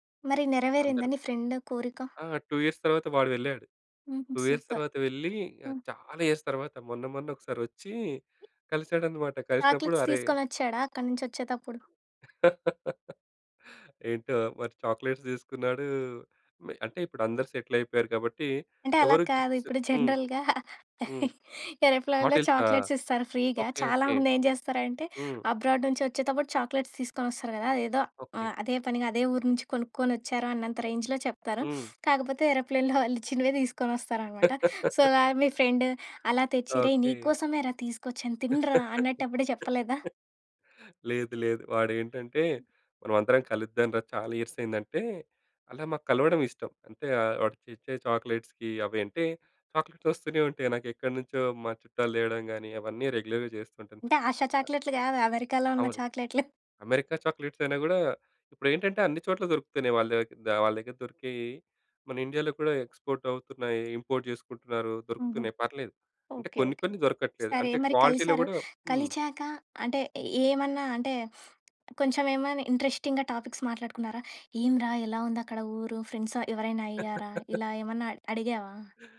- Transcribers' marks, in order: in English: "ఫ్రెండ్"; in English: "టూ ఇయర్స్"; in English: "టూ ఇయర్స్"; in English: "సూపర్!"; in English: "ఇయర్స్"; tapping; in English: "చాక్లెట్స్"; laugh; in English: "చాక్లెట్స్"; in English: "సెటిల్"; laughing while speaking: "జనరల్‌గా ఏరోప్లేన్‌లో చాక్లెట్స్ ఇస్తారు ఫ్రీగా. చాలామంది ఏం చేస్తారంటే"; in English: "జనరల్‌గా ఏరోప్లేన్‌లో చాక్లెట్స్"; in English: "గిఫ్ట్స్"; in English: "ఫ్రీగా"; in English: "అబ్రాడ్"; in English: "చాక్లెట్స్"; in English: "రేంజ్‌లో"; in English: "ఏరోప్లేన్‌లో"; laughing while speaking: "వాళ్ళిచ్చినవే తీసుకొనొస్తారన్నమాట"; laugh; in English: "సో"; laugh; in English: "ఇయర్స్"; other background noise; in English: "చాక్లెట్స్‌కి"; in English: "చాక్లెట్స్"; in English: "రెగ్యులర్‌గా"; other noise; chuckle; in English: "ఎక్స్‌పోర్ట్"; in English: "ఇంపోర్ట్"; in English: "క్వాలిటీలో"; in English: "ఇంట్రెస్టింగ్‌గా టాపిక్స్"; in English: "ఫ్రెండ్స్"; laugh
- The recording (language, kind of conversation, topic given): Telugu, podcast, విదేశం వెళ్లి జీవించాలా లేక ఇక్కడే ఉండాలా అనే నిర్ణయం ఎలా తీసుకుంటారు?